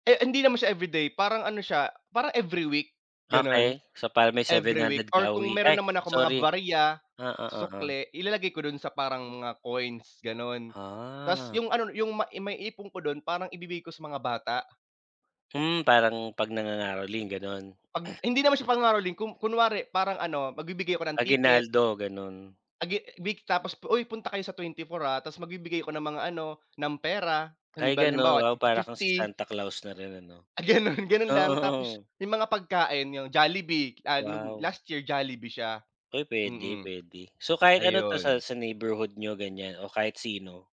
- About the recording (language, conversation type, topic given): Filipino, unstructured, Anong mga tradisyon ang nagpapasaya sa’yo tuwing Pasko?
- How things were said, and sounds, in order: throat clearing; laughing while speaking: "Ah ganun"